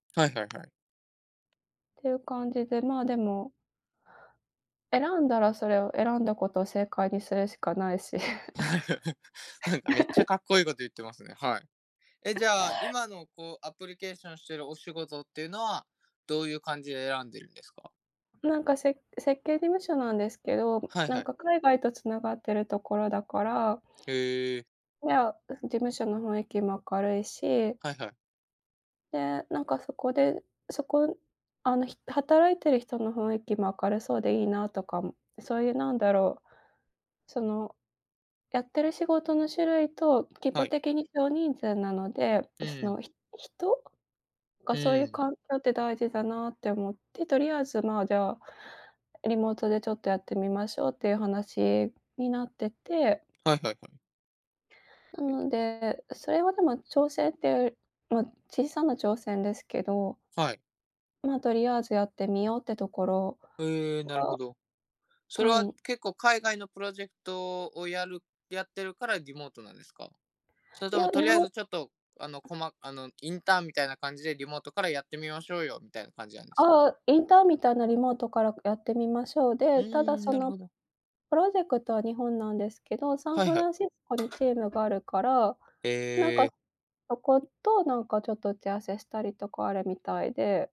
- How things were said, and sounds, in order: tapping; laughing while speaking: "ないし"; laughing while speaking: "はい なんか"; chuckle; in English: "アプリケーション"; other background noise
- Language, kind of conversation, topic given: Japanese, unstructured, 将来、挑戦してみたいことはありますか？